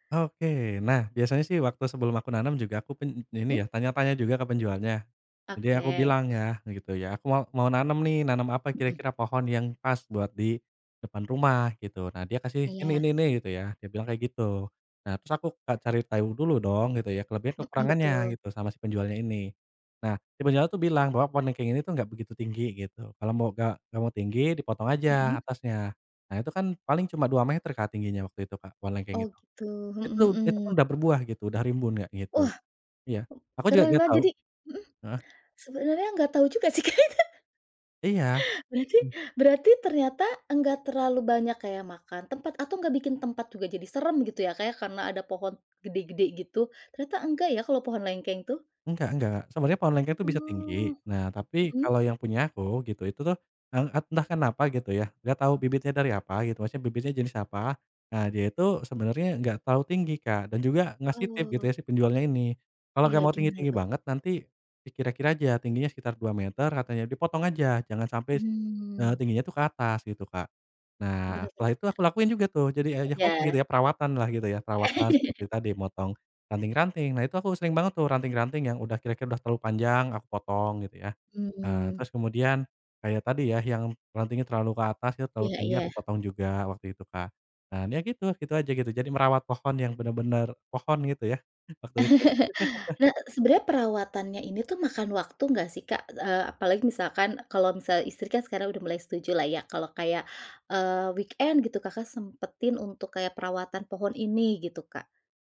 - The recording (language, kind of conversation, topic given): Indonesian, podcast, Bagaimana cara memulai hobi baru tanpa takut gagal?
- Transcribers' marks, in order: "tahu" said as "teu"; other background noise; laughing while speaking: "sih kayak, ka"; chuckle; chuckle; in English: "weekend"